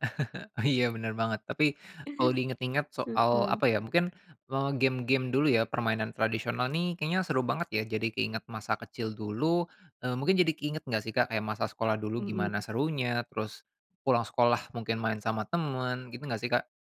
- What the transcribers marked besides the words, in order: chuckle; tapping; other background noise
- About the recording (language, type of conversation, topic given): Indonesian, podcast, Permainan tradisional apa yang kamu mainkan saat kecil, dan seperti apa ceritanya?